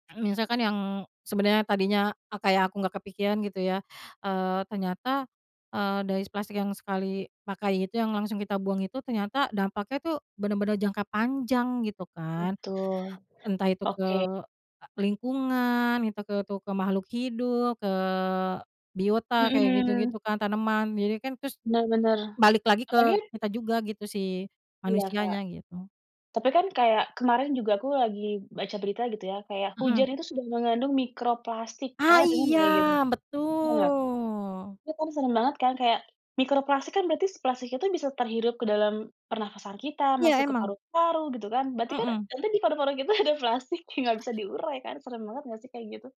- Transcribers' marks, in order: other background noise; tapping; laughing while speaking: "kita"
- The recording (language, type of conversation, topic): Indonesian, podcast, Apa pengalaman kamu dalam mengurangi penggunaan plastik sekali pakai?